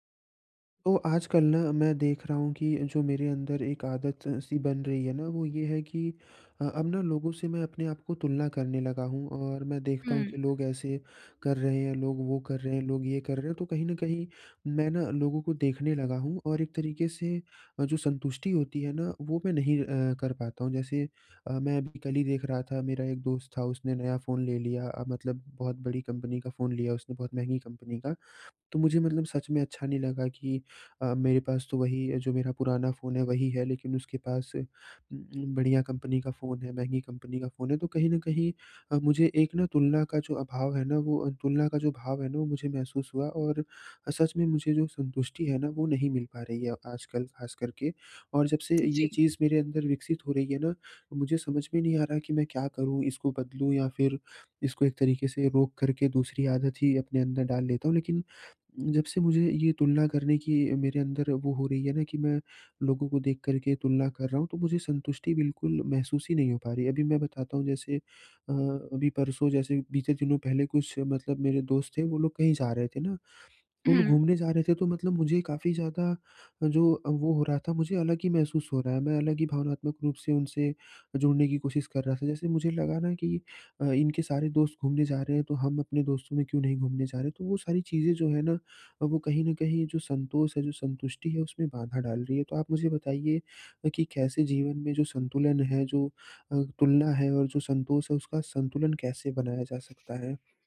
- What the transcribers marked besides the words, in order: tapping
- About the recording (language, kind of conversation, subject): Hindi, advice, मैं दूसरों से अपनी तुलना कम करके अधिक संतोष कैसे पा सकता/सकती हूँ?